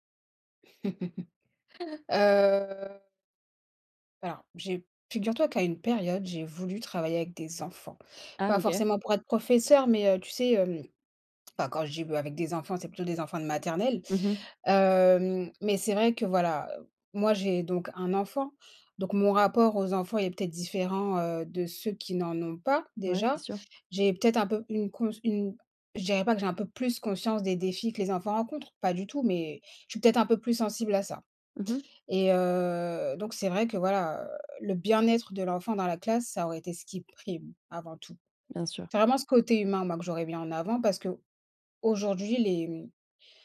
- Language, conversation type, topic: French, unstructured, Qu’est-ce qui fait un bon professeur, selon toi ?
- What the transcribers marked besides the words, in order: chuckle; drawn out: "Heu"; drawn out: "heu"